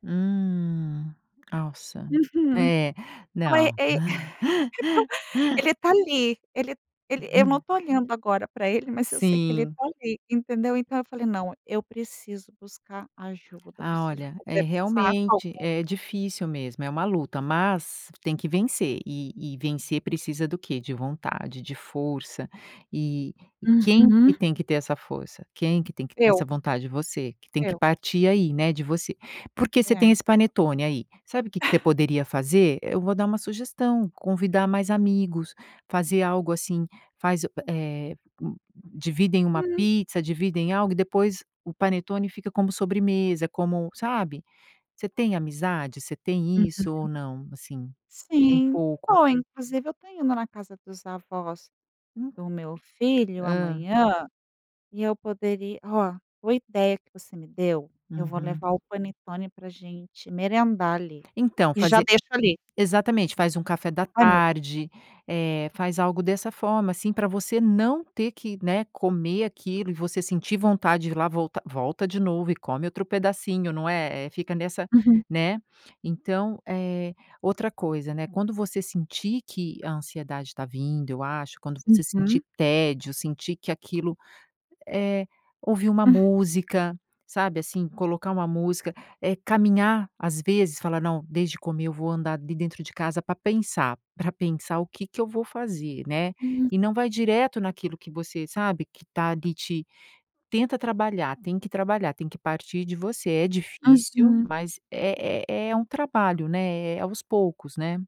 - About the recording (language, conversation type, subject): Portuguese, advice, Como e em que momentos você costuma comer por ansiedade ou por tédio?
- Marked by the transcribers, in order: laugh; laugh; tapping